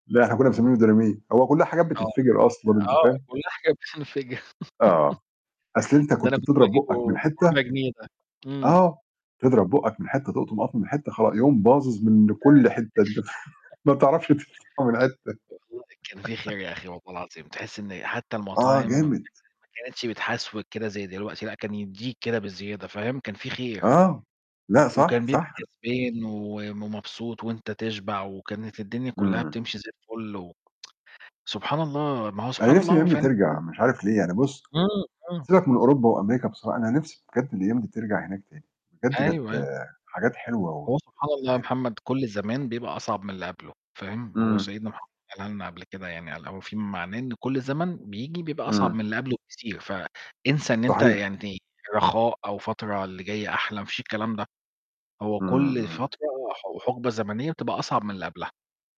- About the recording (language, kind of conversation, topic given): Arabic, unstructured, إيه رأيك في دور الست في المجتمع دلوقتي؟
- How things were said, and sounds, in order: tapping; laughing while speaking: "بتنفجر"; laugh; unintelligible speech; laugh; laughing while speaking: "فا ما بتعرفش من حتة"; distorted speech; unintelligible speech; laugh; tsk